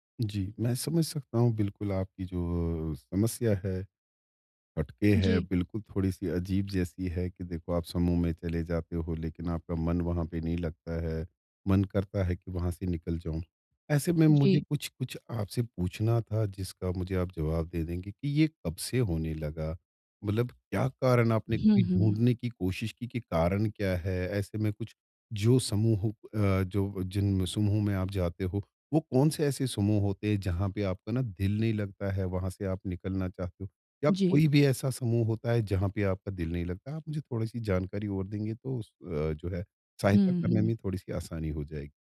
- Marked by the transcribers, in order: none
- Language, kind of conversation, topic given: Hindi, advice, समूह समारोहों में मुझे उत्साह या दिलचस्पी क्यों नहीं रहती?